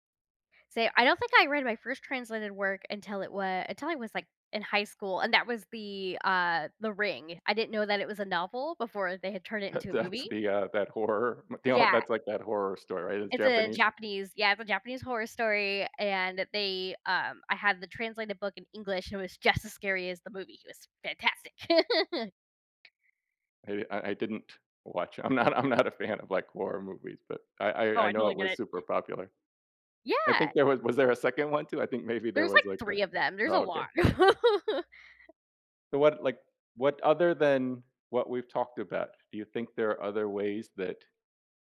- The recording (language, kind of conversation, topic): English, unstructured, What would you do if you could speak every language fluently?
- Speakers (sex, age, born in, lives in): female, 35-39, United States, United States; male, 55-59, United States, United States
- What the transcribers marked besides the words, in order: laughing while speaking: "That's the, uh, that horror … horror story, right?"; other background noise; stressed: "just"; laugh; laughing while speaking: "I'm not I'm not a fan of, like"; laughing while speaking: "was there a second one too?"; laugh